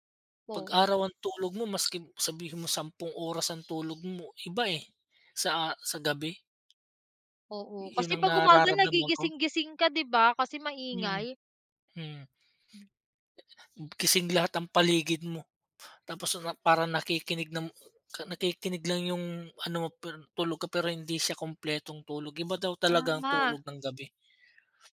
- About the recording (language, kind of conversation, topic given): Filipino, unstructured, Paano nagbago ang pananaw mo tungkol sa kahalagahan ng pagtulog?
- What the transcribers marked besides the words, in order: other background noise